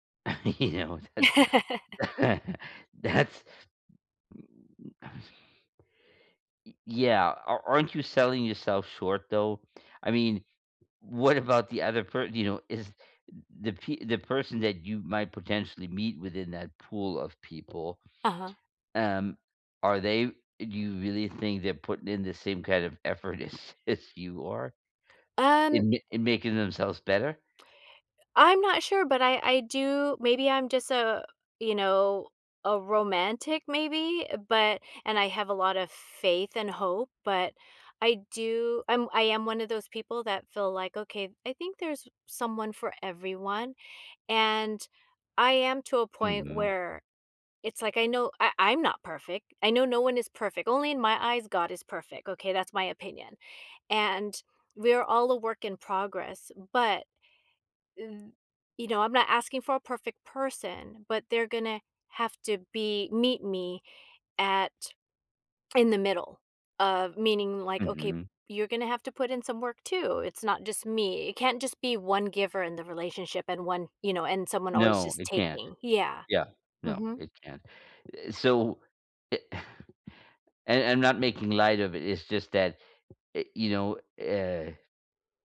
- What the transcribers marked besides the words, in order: laughing while speaking: "You know, that's that's"; laugh; chuckle; tapping; other background noise; laughing while speaking: "as"; sigh
- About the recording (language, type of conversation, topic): English, unstructured, What makes a relationship healthy?